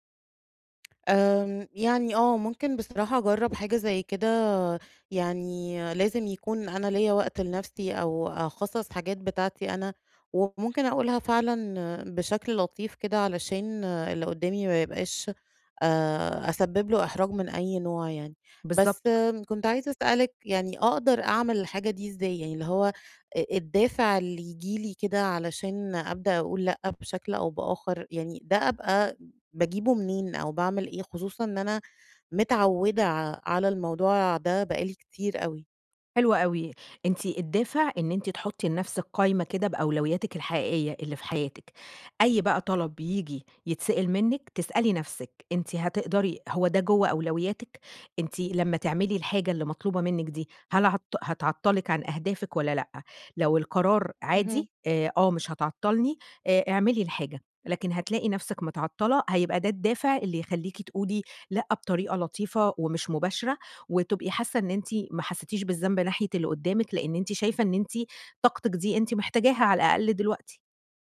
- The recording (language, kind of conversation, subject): Arabic, advice, إزاي أتعامل مع زيادة الالتزامات عشان مش بعرف أقول لأ؟
- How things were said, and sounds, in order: tapping